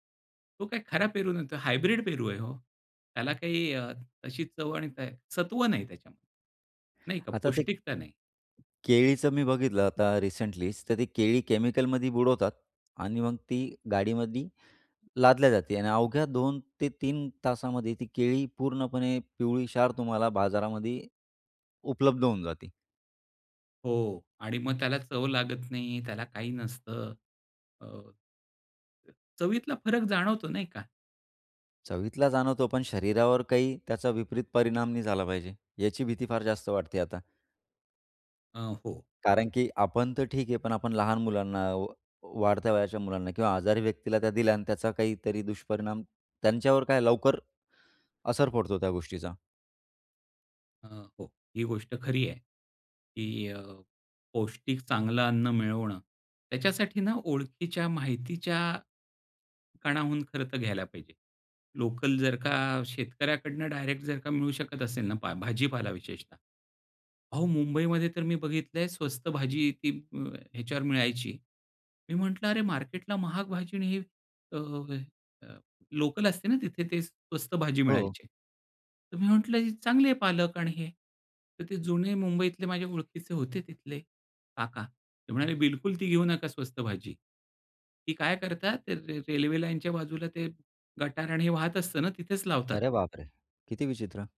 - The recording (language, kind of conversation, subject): Marathi, podcast, घरच्या जेवणात पौष्टिकता वाढवण्यासाठी तुम्ही कोणते सोपे बदल कराल?
- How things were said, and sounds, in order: in English: "हायब्रिड"; other noise; other background noise